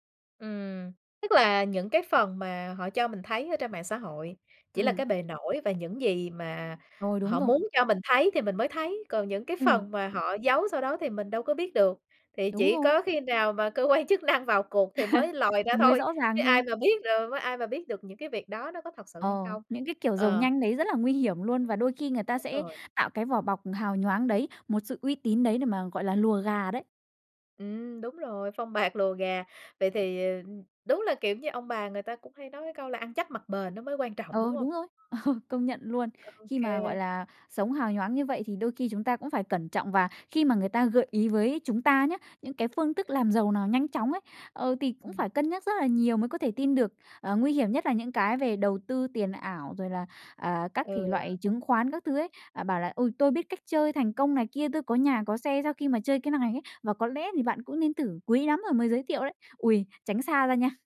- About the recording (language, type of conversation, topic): Vietnamese, podcast, Bạn nghĩ sao về các trào lưu trên mạng xã hội gần đây?
- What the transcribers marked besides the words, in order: tapping; laughing while speaking: "quan chức"; chuckle; laughing while speaking: "ờ"; other background noise